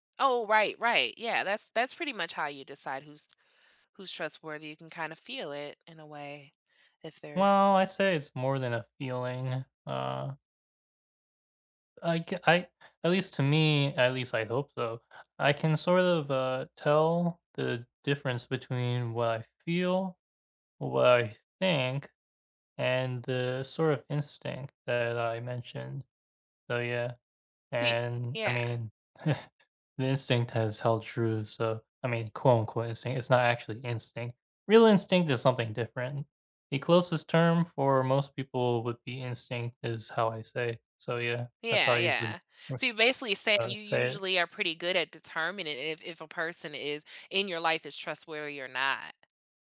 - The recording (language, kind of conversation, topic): English, unstructured, What is the hardest lesson you’ve learned about trust?
- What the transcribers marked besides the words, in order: chuckle; chuckle